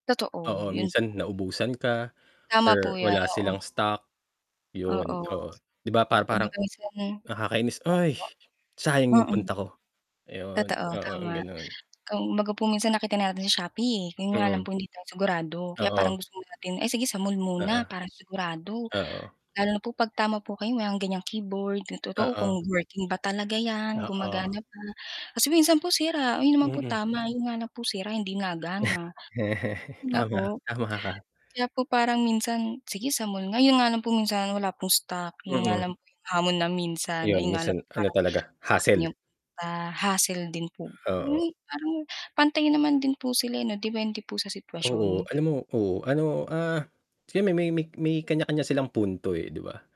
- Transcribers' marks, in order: static; unintelligible speech; distorted speech; other noise; chuckle; tapping
- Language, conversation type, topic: Filipino, unstructured, Mas nasisiyahan ka ba sa pamimili sa internet o sa pamilihan?